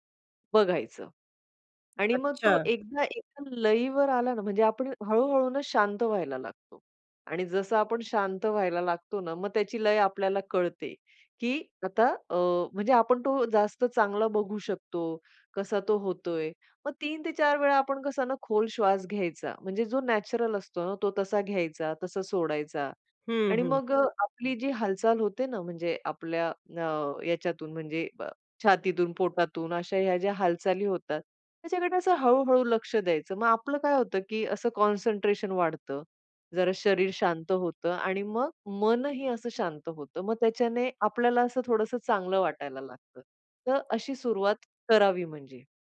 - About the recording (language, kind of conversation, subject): Marathi, podcast, श्वासावर आधारित ध्यान कसे करावे?
- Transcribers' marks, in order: in English: "कॉन्सन्ट्रेशन"; other background noise